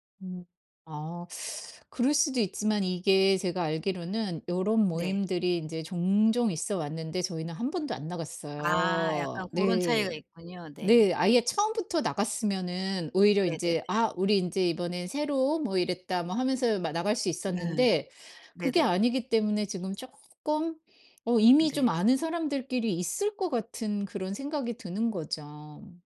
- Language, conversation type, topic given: Korean, advice, 약속이나 회식에 늘 응해야 한다는 피로감과 죄책감이 드는 이유는 무엇인가요?
- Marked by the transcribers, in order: other background noise